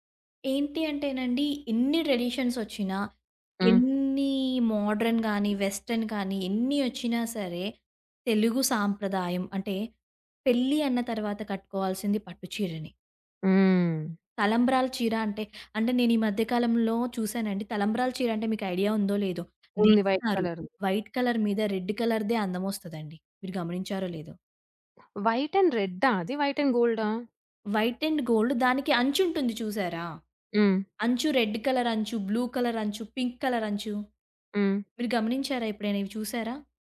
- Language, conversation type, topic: Telugu, podcast, మీకు శారీ లేదా కుర్తా వంటి సాంప్రదాయ దుస్తులు వేసుకుంటే మీ మనసులో ఎలాంటి భావాలు కలుగుతాయి?
- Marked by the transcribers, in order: in English: "ట్రెడిషన్స్"; in English: "మోడ్రన్"; in English: "వెస్టర్న్"; in English: "వైట్ కలర్"; in English: "వైట్ కలర్"; in English: "రెడ్ కలర్‌దే"; other background noise; in English: "వైట్ అండ్"; in English: "వైట్ అండ్"; in English: "వైట్ అండ్ గోల్డ్"; in English: "రెడ్ కలర్"; in English: "బ్లూ కలర్"; in English: "పింక్ కలర్"